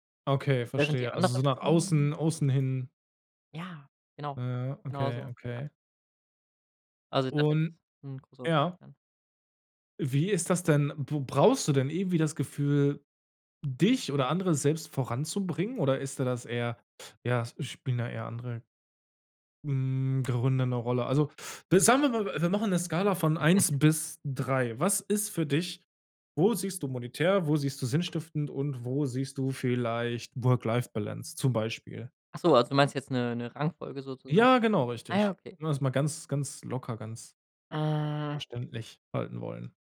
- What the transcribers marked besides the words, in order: joyful: "Ja"; other background noise; giggle
- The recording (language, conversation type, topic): German, podcast, Was macht einen Job für dich sinnstiftend?